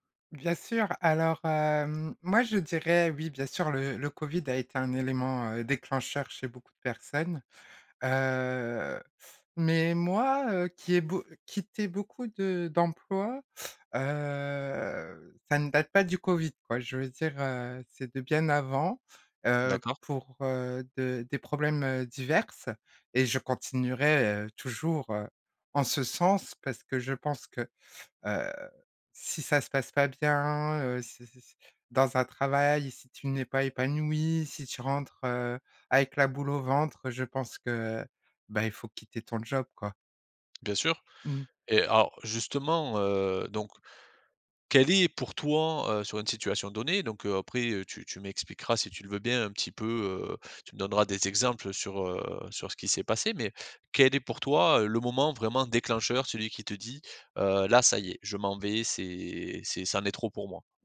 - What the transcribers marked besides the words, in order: drawn out: "heu"; drawn out: "heu"; drawn out: "heu"; drawn out: "heu"; drawn out: "c'est"
- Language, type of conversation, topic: French, podcast, Qu’est-ce qui te ferait quitter ton travail aujourd’hui ?